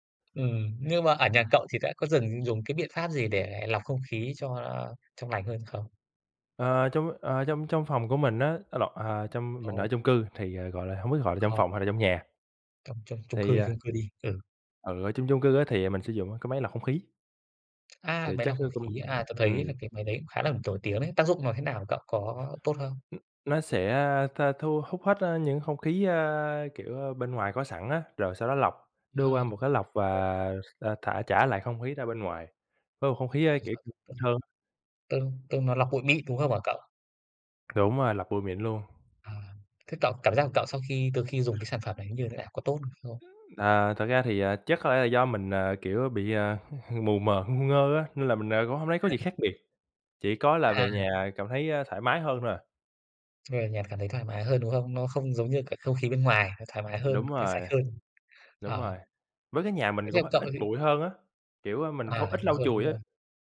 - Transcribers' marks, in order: tapping; other background noise; unintelligible speech; unintelligible speech; chuckle
- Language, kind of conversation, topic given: Vietnamese, unstructured, Bạn nghĩ gì về tình trạng ô nhiễm không khí hiện nay?